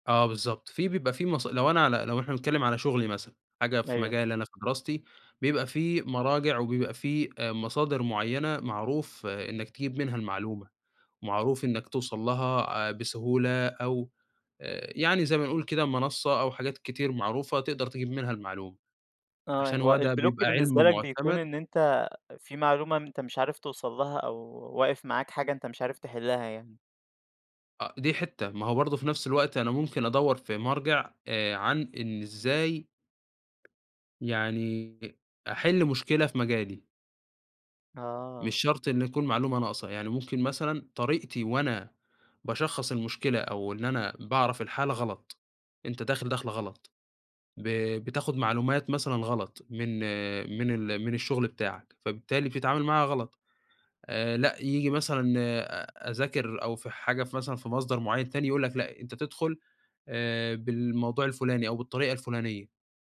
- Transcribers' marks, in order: in English: "الblock"; tapping
- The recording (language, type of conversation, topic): Arabic, podcast, إزاي بتتعامل مع انسداد الإبداع؟
- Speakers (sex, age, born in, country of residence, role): male, 20-24, Egypt, Egypt, guest; male, 20-24, Egypt, Egypt, host